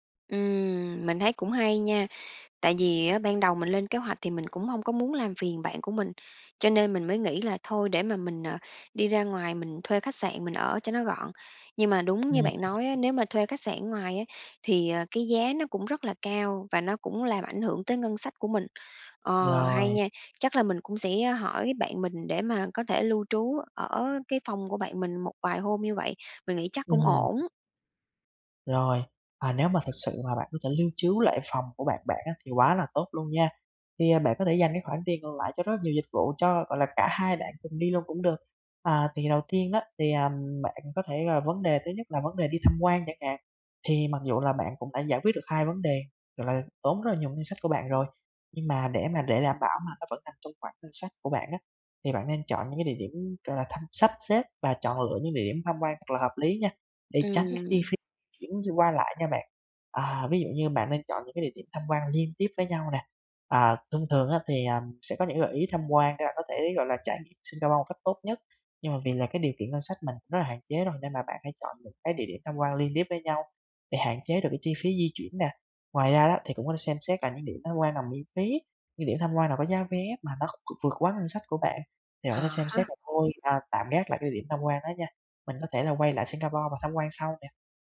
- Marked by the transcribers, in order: tapping; other background noise
- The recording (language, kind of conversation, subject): Vietnamese, advice, Làm sao để du lịch khi ngân sách rất hạn chế?